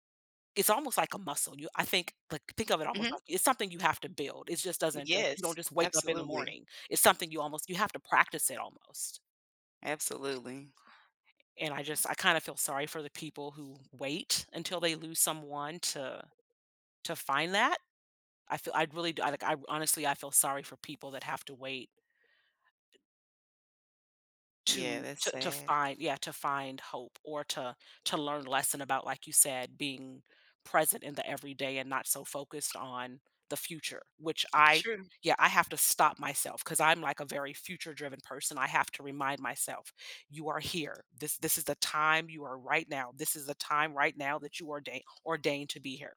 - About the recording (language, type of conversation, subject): English, unstructured, How does experiencing loss shape your perspective on what is important in life?
- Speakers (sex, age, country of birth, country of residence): female, 40-44, United States, United States; female, 50-54, United States, United States
- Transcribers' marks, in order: other background noise; tapping